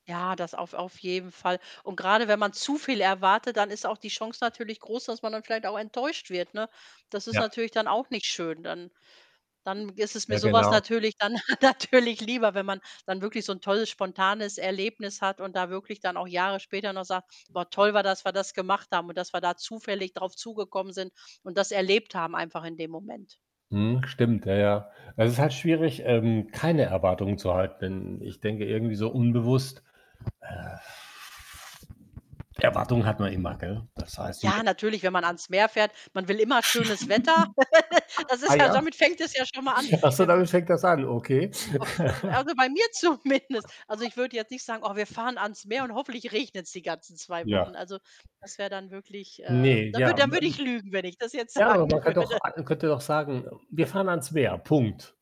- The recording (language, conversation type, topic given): German, unstructured, Was war dein spannendster Moment auf einer Reise?
- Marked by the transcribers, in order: chuckle; laughing while speaking: "natürlich"; tapping; static; other background noise; exhale; unintelligible speech; chuckle; laugh; laughing while speaking: "ja"; laughing while speaking: "zumindest"; laugh; laughing while speaking: "jetzt sagen würde"